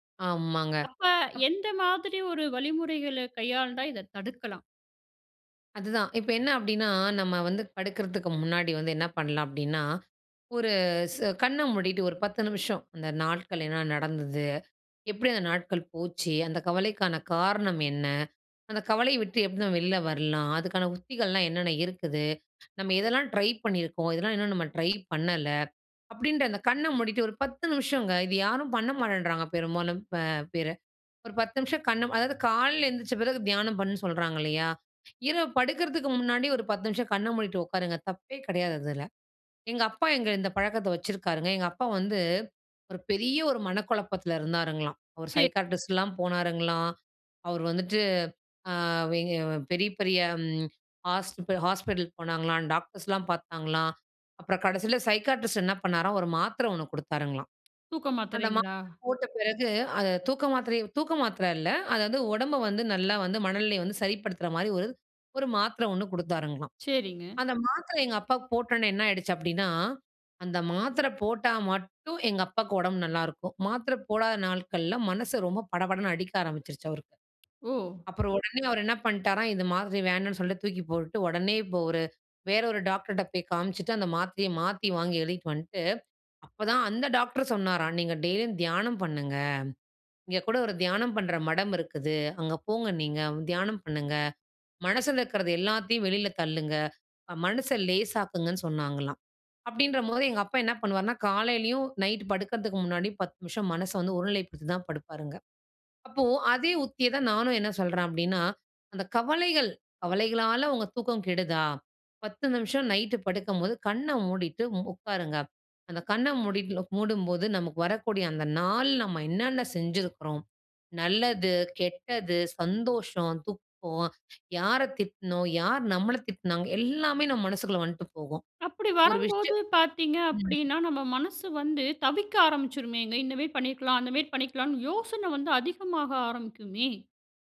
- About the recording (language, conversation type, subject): Tamil, podcast, கவலைகள் தூக்கத்தை கெடுக்கும் பொழுது நீங்கள் என்ன செய்கிறீர்கள்?
- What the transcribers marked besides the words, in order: "காலையில" said as "கால்ல"; "சரி" said as "சே"; in English: "சைக்காட்ரிஸ்ட்லாம்"; in English: "சைக்காட்ரிஸ்ட்"; other background noise; tapping; trusting: "அப்போ அதே உத்திய தான் நானும் … மனசுக்குள்ள வந்துட்டு போகும்"